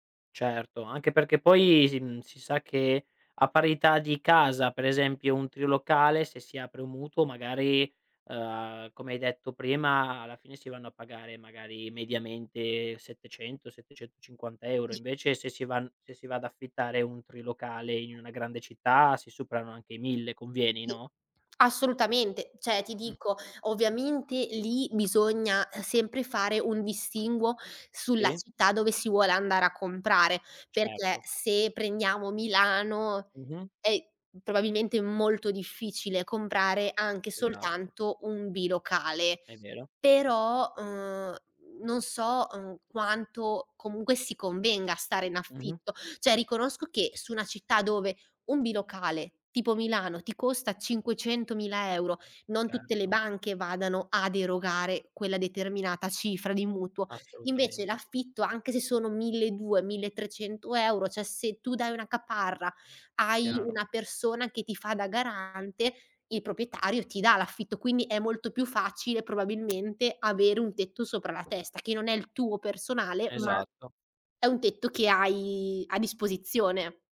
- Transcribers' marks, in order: "Cioè" said as "ceh"; "Cioè" said as "ceh"; "cioè" said as "ceh"; "proprietario" said as "propietario"; other background noise; other noise
- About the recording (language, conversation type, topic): Italian, podcast, Come scegliere tra comprare o affittare casa?